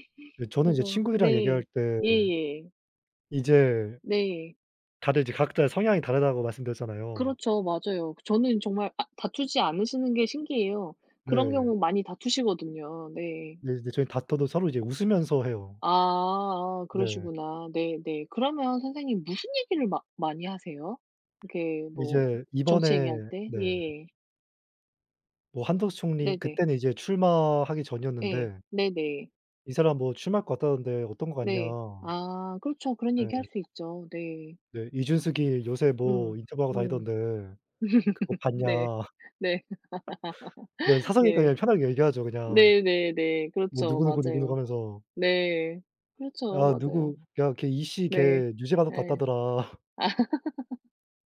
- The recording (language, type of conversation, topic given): Korean, unstructured, 정치 이야기를 하면서 좋았던 경험이 있나요?
- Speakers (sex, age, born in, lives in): female, 35-39, South Korea, South Korea; male, 20-24, South Korea, South Korea
- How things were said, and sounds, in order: other background noise; tapping; laugh; laughing while speaking: "같다더라"; laugh